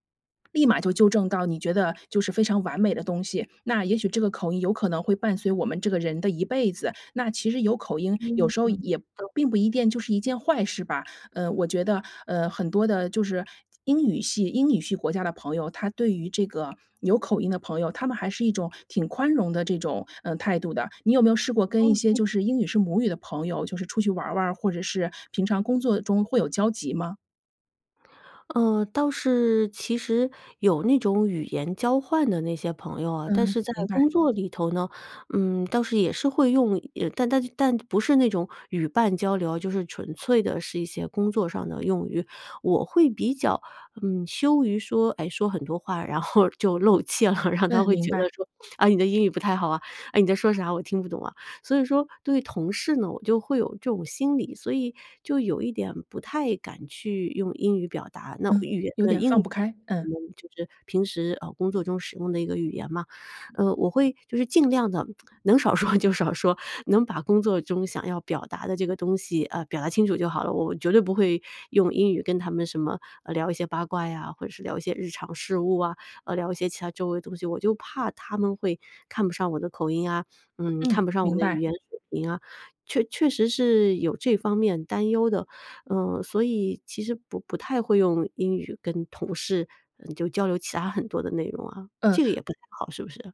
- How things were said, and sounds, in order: unintelligible speech; other background noise; "定" said as "电"; "系" said as "绪"; laughing while speaking: "然后"; laughing while speaking: "然后他会觉得"; lip smack; laughing while speaking: "少说就少说"
- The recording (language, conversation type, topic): Chinese, advice, 為什麼我會覺得自己沒有天賦或價值？